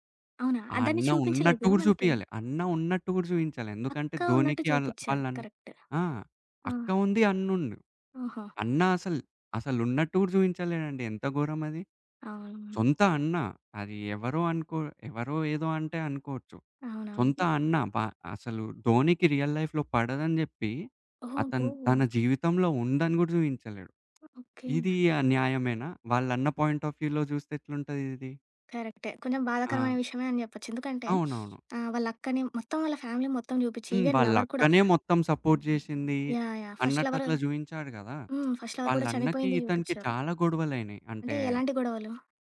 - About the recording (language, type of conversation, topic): Telugu, podcast, సినిమా ముగింపు ప్రేక్షకుడికి సంతృప్తిగా అనిపించాలంటే ఏమేం విషయాలు దృష్టిలో పెట్టుకోవాలి?
- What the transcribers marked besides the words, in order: in English: "కరెక్ట్"; other background noise; in English: "రియల్ లైఫ్‌లో"; in English: "పాయింట్ ఆఫ్ వ్యూలో"; sniff; in English: "ఫ్యామిలీ"; in English: "ఈవెన్ లవర్"; in English: "సపోర్ట్"; in English: "ఫస్ట్ లవర్"